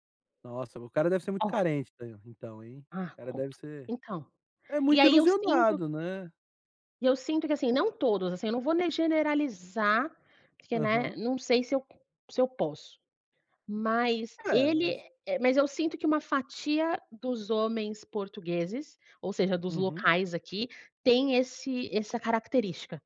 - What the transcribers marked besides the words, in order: tapping
- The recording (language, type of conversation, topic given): Portuguese, podcast, Qual encontro com um morador local te marcou e por quê?